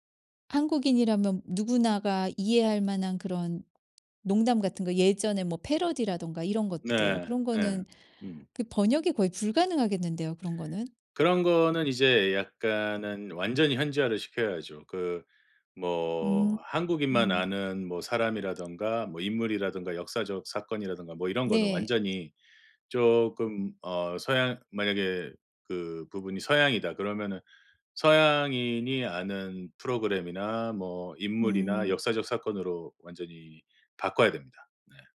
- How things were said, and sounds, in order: other background noise; tapping
- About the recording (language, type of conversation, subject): Korean, podcast, 다국어 자막이 글로벌 인기 확산에 어떤 영향을 미쳤나요?